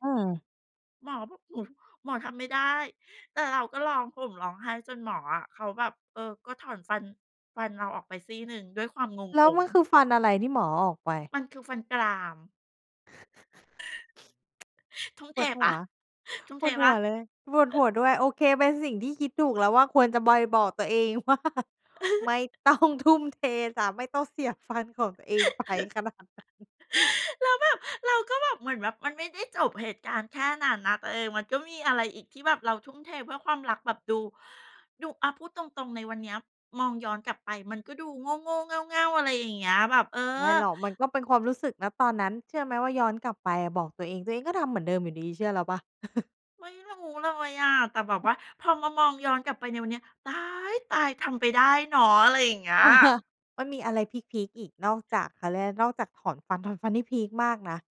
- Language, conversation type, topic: Thai, podcast, ถ้าคุณกลับเวลาได้ คุณอยากบอกอะไรกับตัวเองในตอนนั้น?
- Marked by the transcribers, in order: other background noise; chuckle; laughing while speaking: "ไม่ต้องทุ่มเทจ๊ะ ไม่ต้องเสียฟันของตัวเองไปขนาดนั้น"; chuckle; chuckle; chuckle